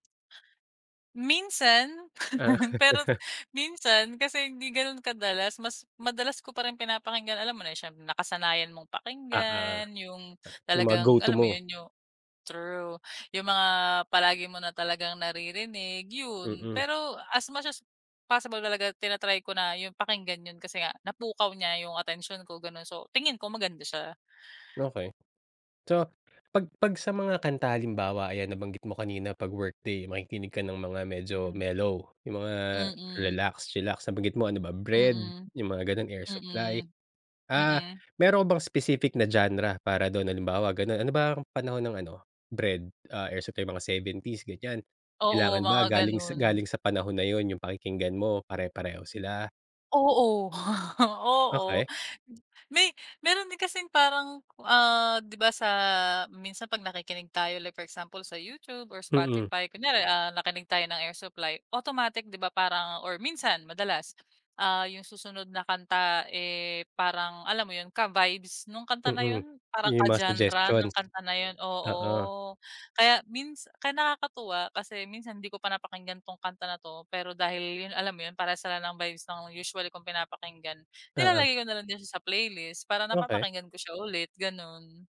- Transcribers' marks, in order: laugh; in English: "genre"; other background noise; chuckle
- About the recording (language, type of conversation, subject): Filipino, podcast, Paano mo binubuo ang perpektong talaan ng mga kanta na babagay sa iyong damdamin?